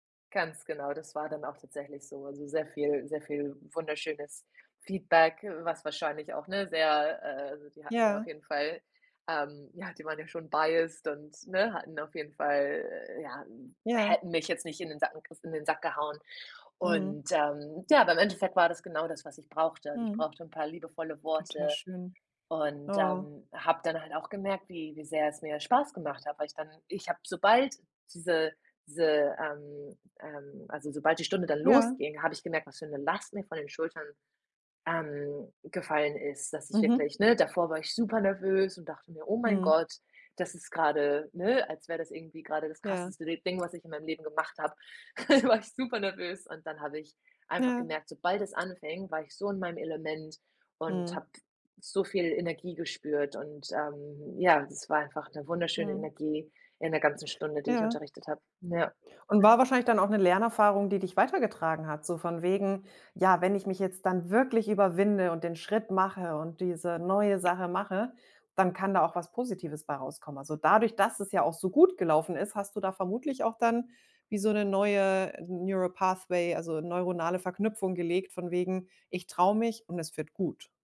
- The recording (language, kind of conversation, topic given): German, podcast, Wie gehst du ganz ehrlich mit Selbstzweifeln um?
- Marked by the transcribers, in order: in English: "biased"; other background noise; chuckle; laughing while speaking: "War ich super nervös"; other noise; stressed: "gut"; in English: "Neuro Pathway"; stressed: "gut"